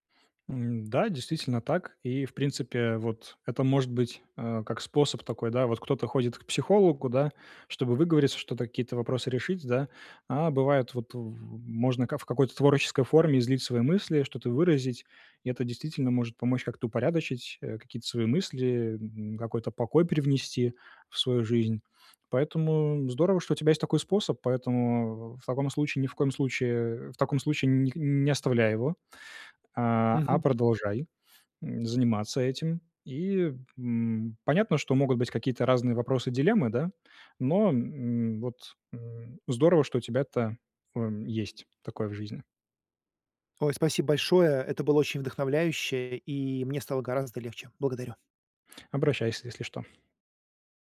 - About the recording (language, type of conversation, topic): Russian, advice, Как письмо может помочь мне лучше понять себя и свои чувства?
- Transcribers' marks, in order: none